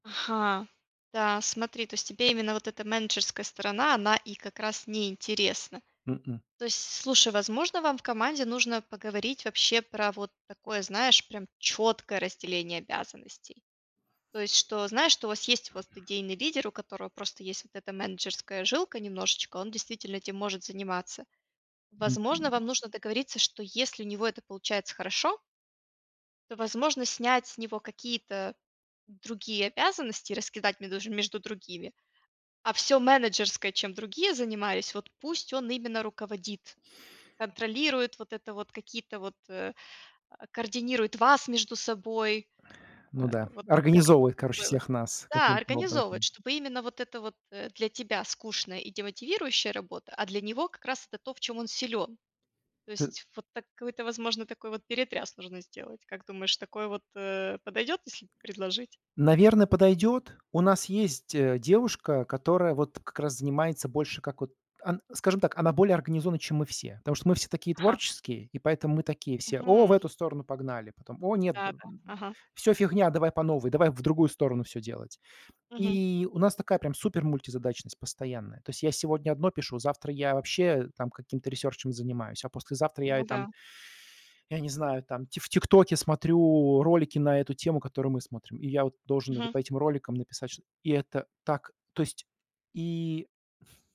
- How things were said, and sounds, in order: stressed: "четкое"; other background noise; tapping; grunt; grunt; in English: "ресерчем"; inhale
- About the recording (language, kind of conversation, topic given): Russian, advice, Как описать, что произошло, когда вы потеряли мотивацию в середине проекта?